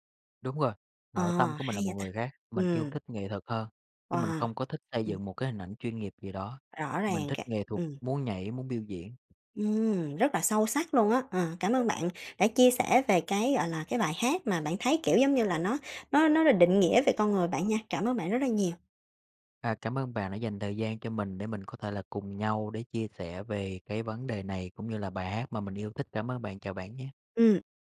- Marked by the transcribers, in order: dog barking
- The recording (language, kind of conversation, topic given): Vietnamese, podcast, Bài hát nào bạn thấy như đang nói đúng về con người mình nhất?